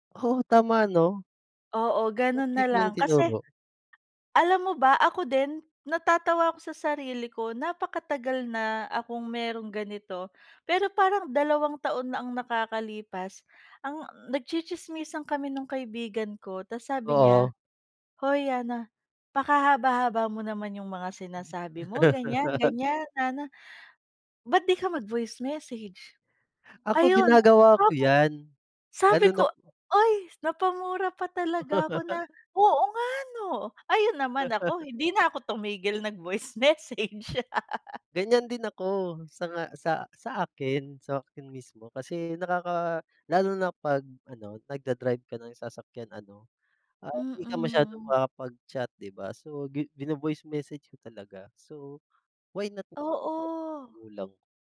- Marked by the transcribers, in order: laugh; laugh; laugh; laugh; unintelligible speech
- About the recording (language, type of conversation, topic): Filipino, unstructured, Ano-ano ang mga hamon at solusyon sa paggamit ng teknolohiya sa bahay?